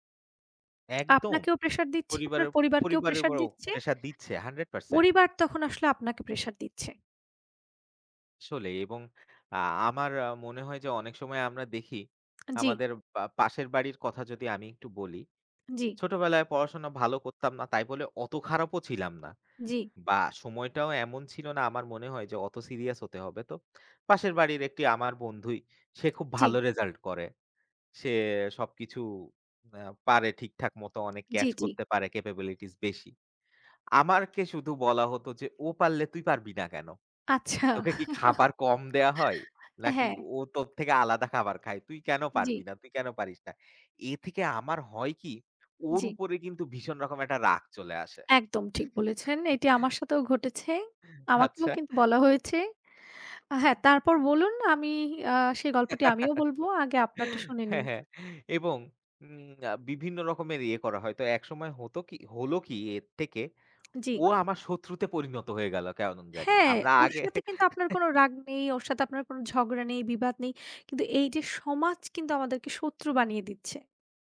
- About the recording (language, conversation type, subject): Bengali, unstructured, আপনি কি মনে করেন সমাজ মানুষকে নিজের পরিচয় প্রকাশ করতে বাধা দেয়, এবং কেন?
- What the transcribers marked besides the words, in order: tapping; other background noise; "দিচ্ছে" said as "দিচ্চে"; other noise; in English: "ক্যাপাবিলিটিস"; "আমাকে" said as "আমারকে"; laughing while speaking: "আচ্ছা"; chuckle; chuckle; laughing while speaking: "হাচ্চা"; "আচ্ছা" said as "হাচ্চা"; laugh; laughing while speaking: "আগে"; chuckle